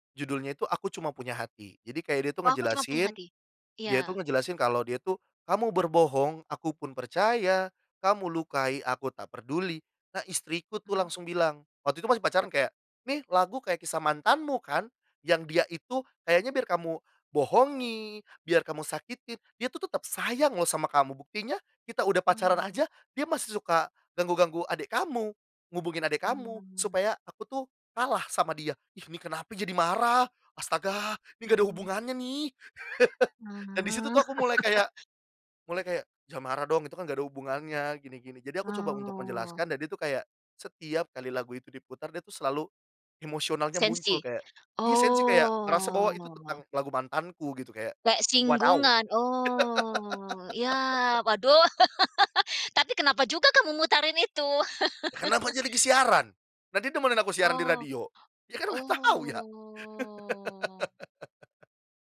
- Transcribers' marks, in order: singing: "kamu berbohong, aku pun percaya, kamu lukai, aku tak peduli"; surprised: "Ih, ini kenapa jadi marah? Astaga! Ini nggak ada hubungannya, nih!"; laugh; drawn out: "oh"; put-on voice: "wadaw"; laugh; angry: "Kenapa jadi ke siaran?"; laugh; drawn out: "Oh"; laugh
- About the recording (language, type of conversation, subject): Indonesian, podcast, Pernahkah ada lagu yang jadi lagu tema hubunganmu, dan bagaimana ceritanya?